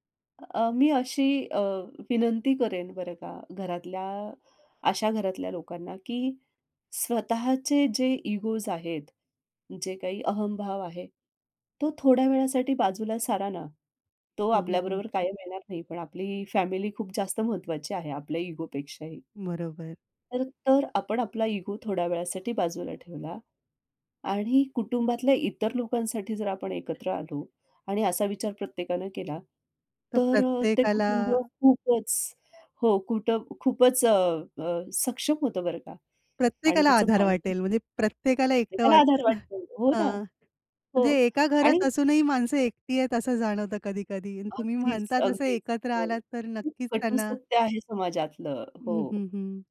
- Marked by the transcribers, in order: in English: "इगोज"; in English: "इगो"; in English: "इगो"; other background noise; in English: "बॉन्डिंग"; chuckle
- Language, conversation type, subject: Marathi, podcast, एकत्र वेळ घालवणं कुटुंबात किती गरजेचं आहे?